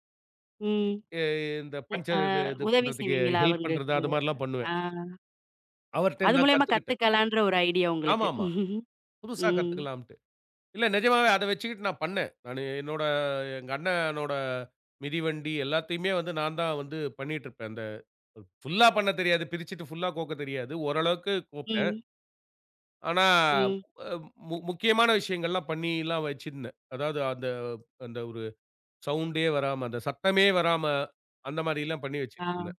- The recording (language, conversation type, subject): Tamil, podcast, படைக்கும் போது உங்களை நீங்கள் யாராகக் காண்கிறீர்கள்?
- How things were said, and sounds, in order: in English: "ஹெல்ப்"; in English: "ஐடியா"; chuckle; other noise; in English: "சவுண்ட்டே"